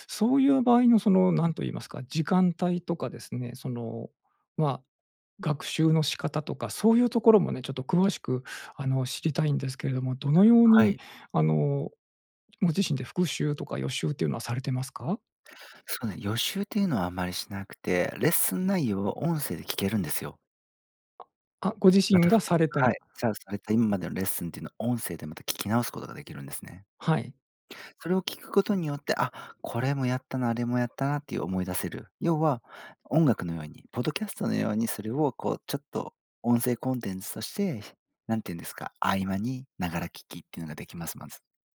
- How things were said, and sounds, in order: tapping
- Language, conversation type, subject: Japanese, podcast, 自分に合う勉強法はどうやって見つけましたか？